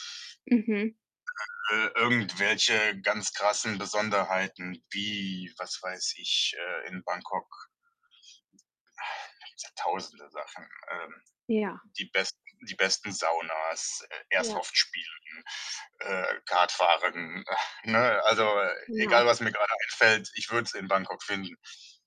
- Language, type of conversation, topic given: German, advice, Wie kann ich mit Gefühlen von Isolation und Einsamkeit in einer neuen Stadt umgehen?
- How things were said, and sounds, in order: distorted speech; other background noise; exhale